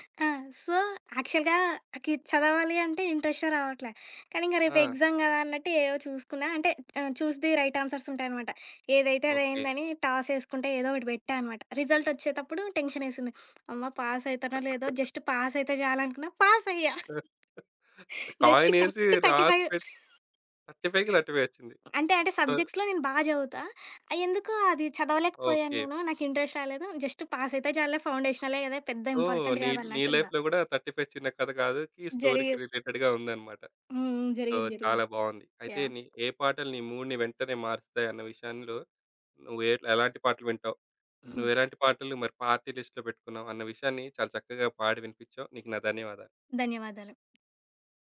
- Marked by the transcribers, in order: in English: "సో, యాక్చువల్‌గా"; tapping; in English: "ఎగ్జామ్"; in English: "చూస్ ది రైట్ ఆన్సర్స్"; chuckle; giggle; laughing while speaking: "పాసయ్యా. జస్టు కరెక్టు థర్టి ఫై"; in English: "థర్టి ఫైవ్‌కి"; other background noise; in English: "సో"; in English: "సబ్జెక్ట్స్‌లో"; in English: "ఇంట్రెస్ట్"; in English: "ఇంపార్టెంట్"; in English: "సో"; in English: "లైఫ్‌లో"; in English: "స్టోరీకి రిలేటెడ్‌గా"; in English: "సో"; in English: "మూడ్‌ని"; in English: "పార్టీ లిస్ట్‌లో"
- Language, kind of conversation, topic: Telugu, podcast, ఏ పాటలు మీ మనస్థితిని వెంటనే మార్చేస్తాయి?